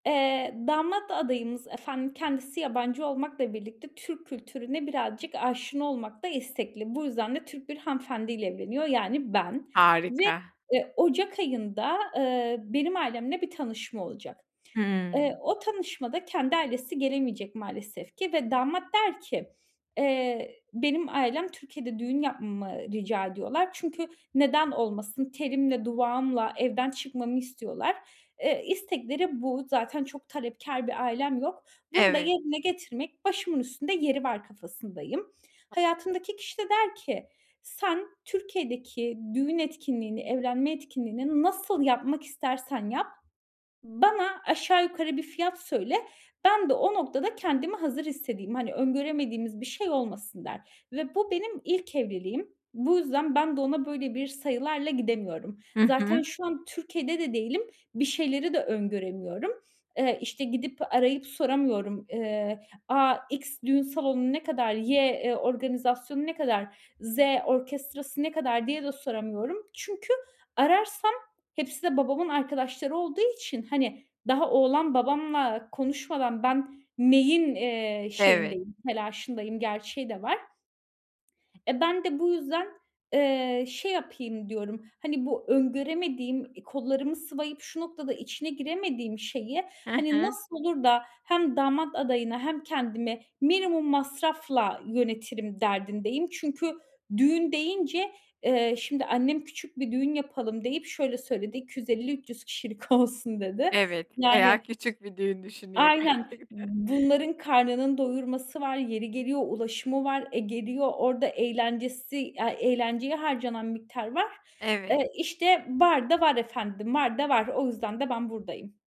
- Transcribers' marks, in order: other background noise; tapping; laughing while speaking: "olsun"; laughing while speaking: "gerçekten"
- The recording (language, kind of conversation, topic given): Turkish, advice, Seyahat sırasında beklenmedik masraflarla nasıl daha iyi başa çıkabilirim?